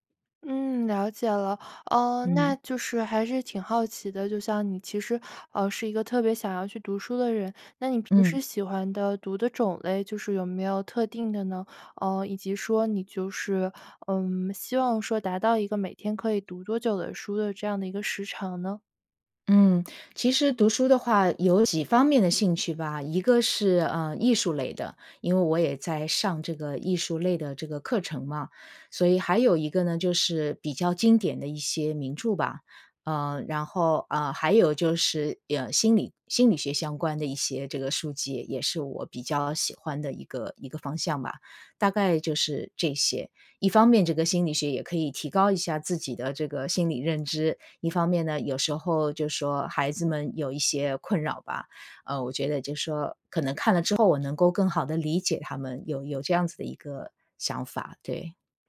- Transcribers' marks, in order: none
- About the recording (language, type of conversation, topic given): Chinese, advice, 如何才能做到每天读书却不在坐下后就分心？